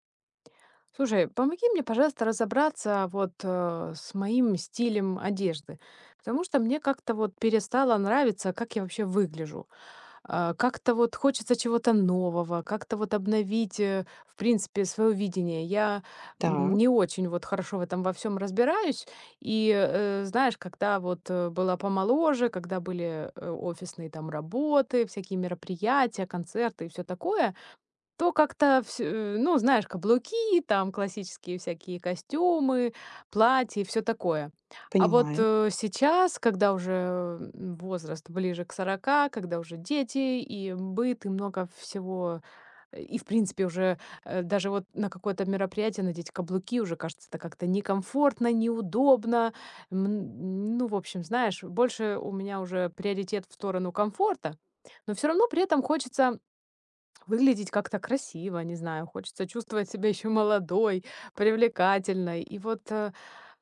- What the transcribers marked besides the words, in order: tapping; grunt
- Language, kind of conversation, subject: Russian, advice, Как мне выбрать стиль одежды, который мне подходит?